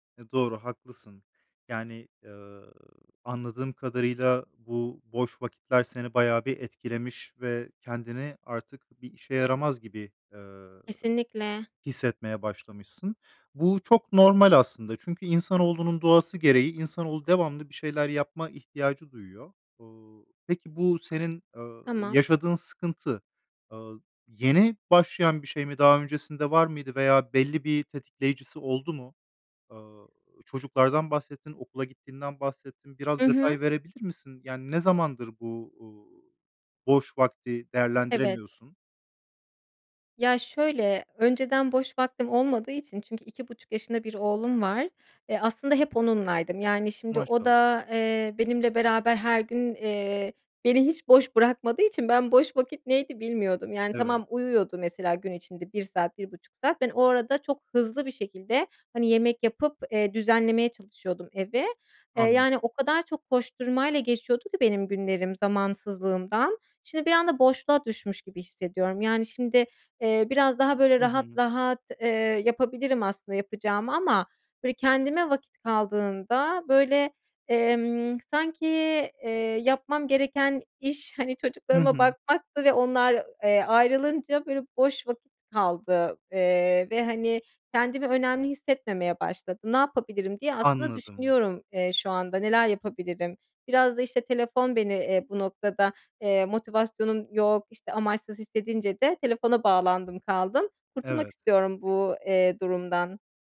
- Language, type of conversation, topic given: Turkish, advice, Boş zamanlarınızı değerlendiremediğinizde kendinizi amaçsız hissediyor musunuz?
- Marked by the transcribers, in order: tapping; other background noise; other noise